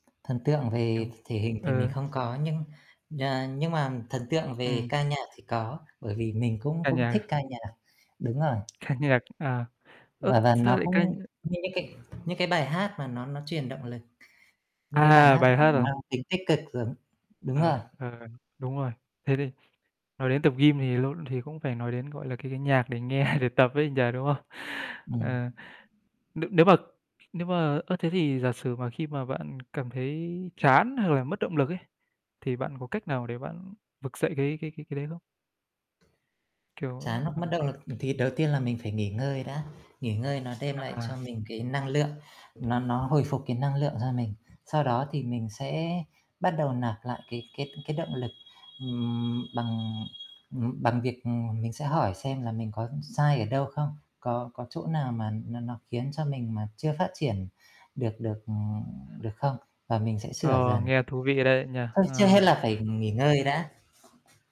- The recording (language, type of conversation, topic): Vietnamese, unstructured, Bạn làm thế nào để duy trì động lực mỗi ngày?
- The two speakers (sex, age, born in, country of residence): male, 25-29, Vietnam, Vietnam; male, 30-34, Vietnam, Vietnam
- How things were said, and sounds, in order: tapping; laughing while speaking: "Ca nhạc"; other background noise; distorted speech; laughing while speaking: "nghe"; horn; static